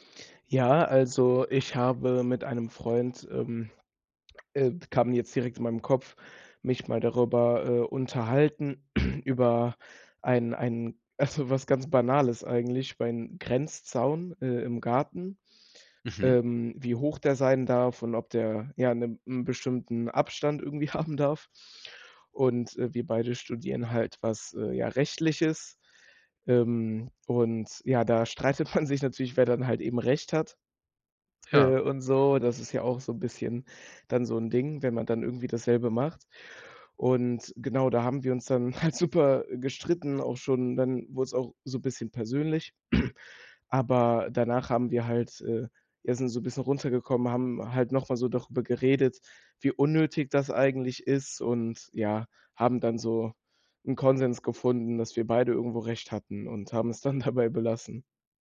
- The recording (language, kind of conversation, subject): German, podcast, Wie gehst du mit Meinungsverschiedenheiten um?
- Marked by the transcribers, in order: throat clearing; laughing while speaking: "also"; laughing while speaking: "haben"; laughing while speaking: "streitet man"; laughing while speaking: "halt super"; throat clearing; laughing while speaking: "dabei"